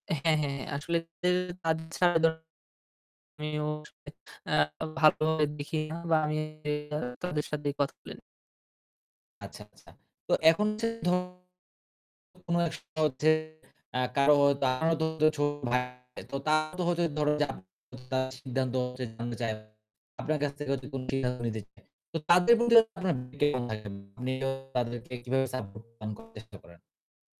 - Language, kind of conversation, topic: Bengali, podcast, কঠিন সিদ্ধান্ত নেওয়ার সময় আপনি পরিবারকে কতটা জড়িয়ে রাখেন?
- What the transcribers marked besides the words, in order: distorted speech; unintelligible speech; unintelligible speech; static; unintelligible speech; unintelligible speech; unintelligible speech